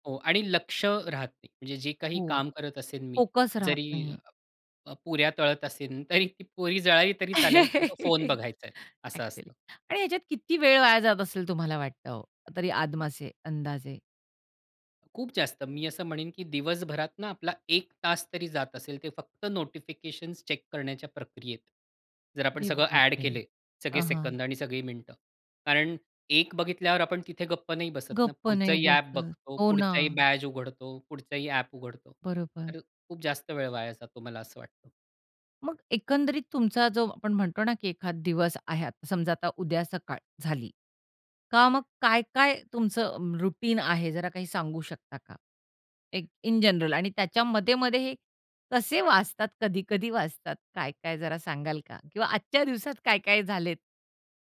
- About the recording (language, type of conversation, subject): Marathi, podcast, तुम्ही सूचनांचे व्यवस्थापन कसे करता?
- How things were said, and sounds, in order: laugh; in English: "चेक"; put-on voice: "गप्प नाही बसत. हो ना"; in English: "रुटीन"; in English: "इन जनरल"; other background noise